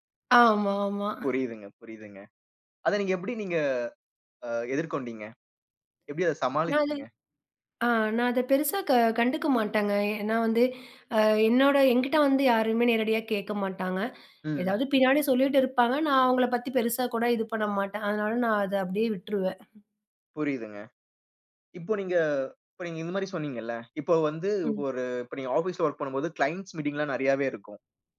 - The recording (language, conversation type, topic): Tamil, podcast, மற்றோரின் கருத்து உன் உடைத் தேர்வை பாதிக்குமா?
- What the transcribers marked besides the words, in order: other background noise; unintelligible speech; other noise; in English: "கிளையன்ட்ஸ் மீட்டிங்"